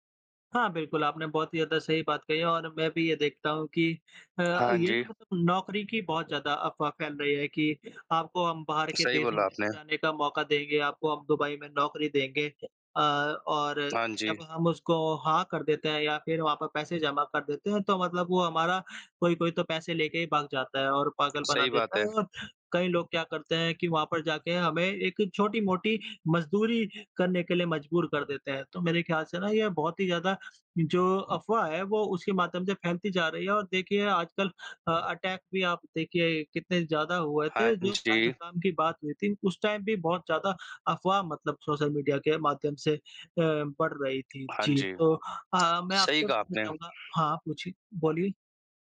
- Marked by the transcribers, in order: in English: "अ अटैक"; in English: "टाइम"; tongue click
- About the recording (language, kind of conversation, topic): Hindi, unstructured, क्या सोशल मीडिया झूठ और अफवाहें फैलाने में मदद कर रहा है?